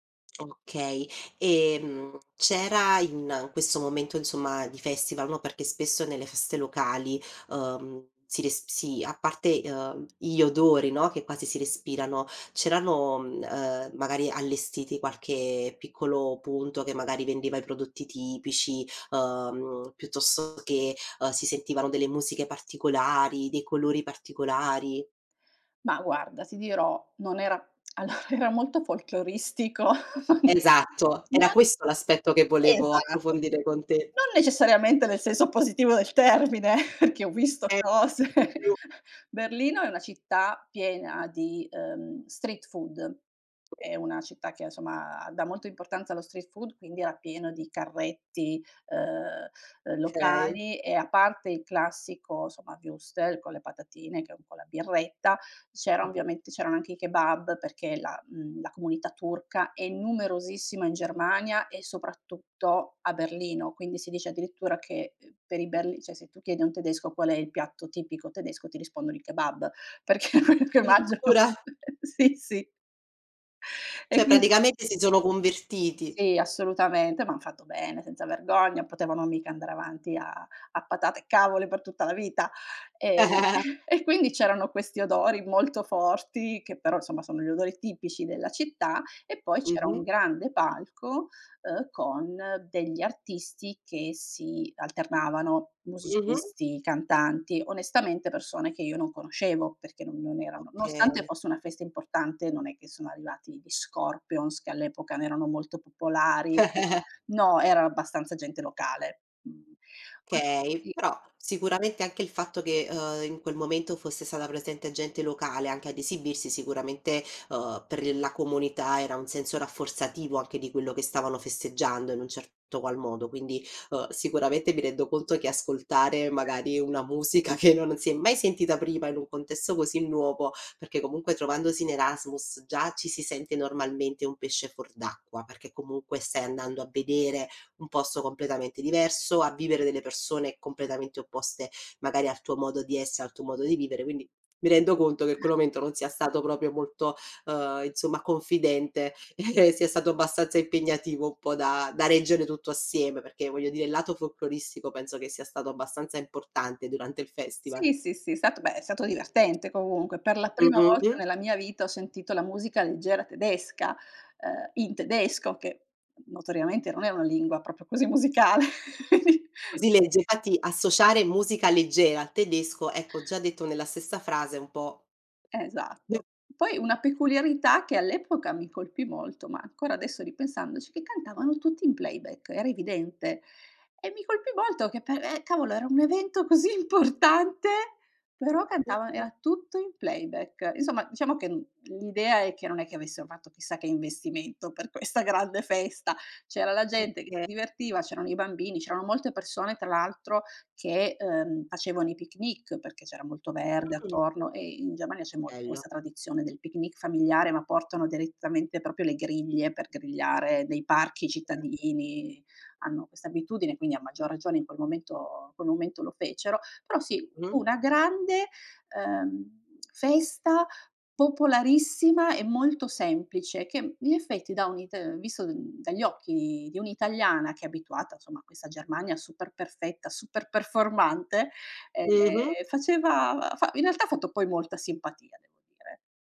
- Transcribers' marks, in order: chuckle; laughing while speaking: "allora"; chuckle; laughing while speaking: "positivo del termine, eh"; chuckle; unintelligible speech; in English: "street-food"; other background noise; in English: "street-food"; tapping; "insomma" said as "nsomma"; "cioè" said as "ceh"; "Addirittura" said as "irittura"; laughing while speaking: "è quello che mangiano sì, sì"; "Cioè" said as "ceh"; laugh; chuckle; "nonostante" said as "noostante"; laugh; unintelligible speech; "Okay" said as "kay"; chuckle; "momento" said as "omento"; "proprio" said as "propio"; chuckle; chuckle; laughing while speaking: "quindi"; unintelligible speech; laughing while speaking: "così importante"; laughing while speaking: "questa grande festa"; "Okay" said as "oka"; background speech
- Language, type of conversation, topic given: Italian, podcast, Raccontami di una festa o di un festival locale a cui hai partecipato: che cos’era e com’è stata l’esperienza?